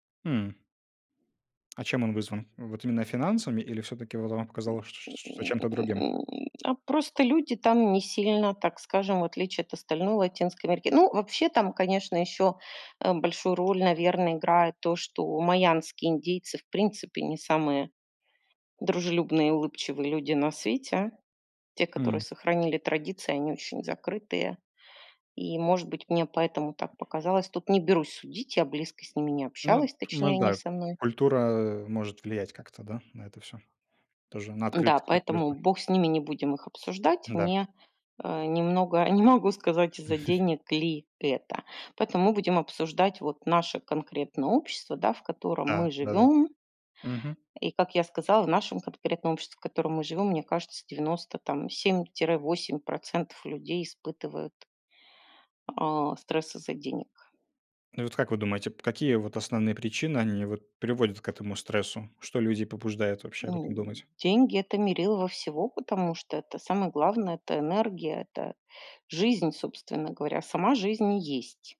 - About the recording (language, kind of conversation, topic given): Russian, unstructured, Почему так много людей испытывают стресс из-за денег?
- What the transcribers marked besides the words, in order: tapping; grunt; laughing while speaking: "не могу"; chuckle